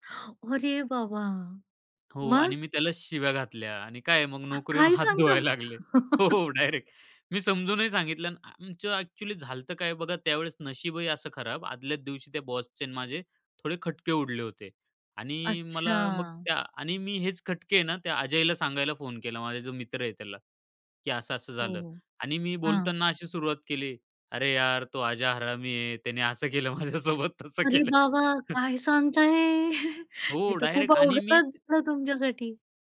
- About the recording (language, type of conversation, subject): Marathi, podcast, स्मार्टफोनमुळे तुमची लोकांशी असलेली नाती कशी बदलली आहेत?
- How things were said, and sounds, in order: gasp; surprised: "अरे बाबा!"; gasp; laughing while speaking: "नोकरी होऊन हात धुवायला लागले हो, हो. डायरेक्ट"; chuckle; tapping; laughing while speaking: "त्याने असं केलं माझ्यासोबत तसं केलं"; surprised: "अरे बाबा! काय सांगताय?"; chuckle